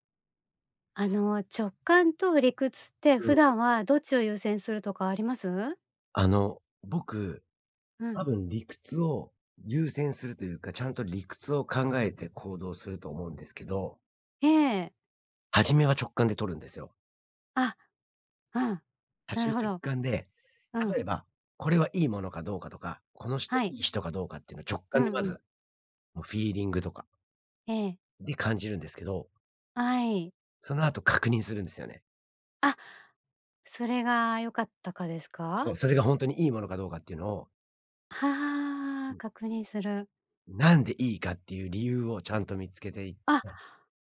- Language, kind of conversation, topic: Japanese, podcast, 直感と理屈、普段どっちを優先する？
- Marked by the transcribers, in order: other background noise